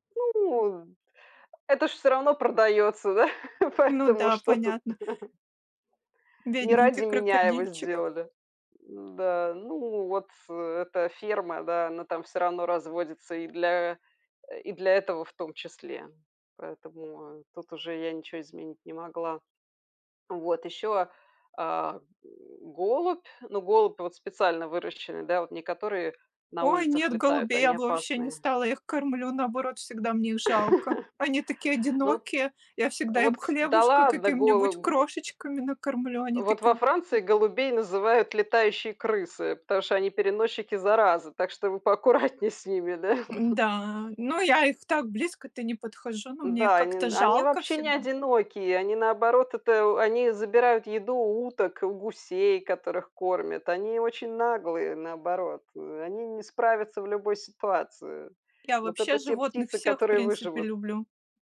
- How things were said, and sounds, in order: laugh; laugh; tapping; laughing while speaking: "поаккуратнее"; chuckle
- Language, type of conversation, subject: Russian, unstructured, Какие моменты в путешествиях делают тебя счастливым?